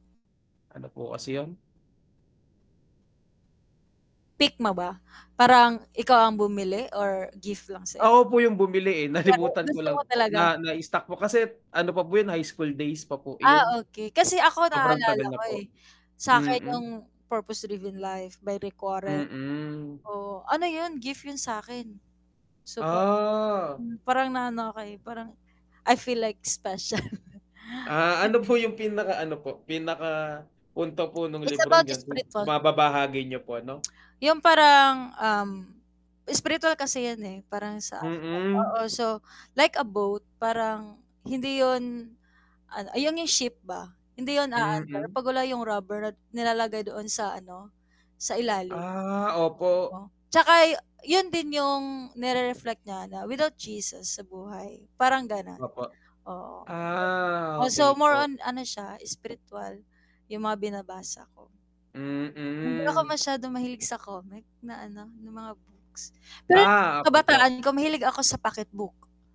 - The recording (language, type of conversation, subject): Filipino, unstructured, Alin ang mas gusto mo: magbasa ng libro o manood ng pelikula?
- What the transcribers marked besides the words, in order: static; mechanical hum; distorted speech; laughing while speaking: "nalimutan"; drawn out: "Ah"; chuckle; tsk; unintelligible speech; drawn out: "Ah"; unintelligible speech; tapping; drawn out: "ah"